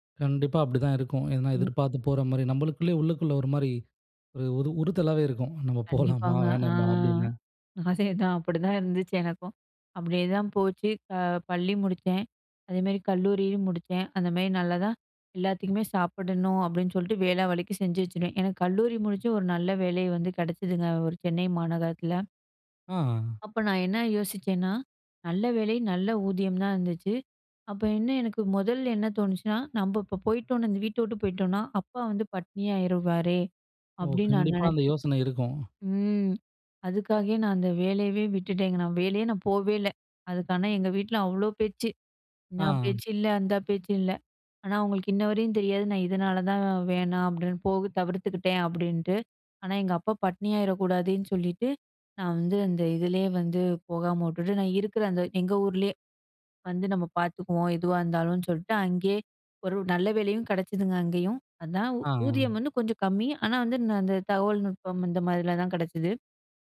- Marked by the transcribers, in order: chuckle
- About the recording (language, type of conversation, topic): Tamil, podcast, சிறு வயதில் கற்றுக்கொண்டது இன்றும் உங்களுக்கு பயனாக இருக்கிறதா?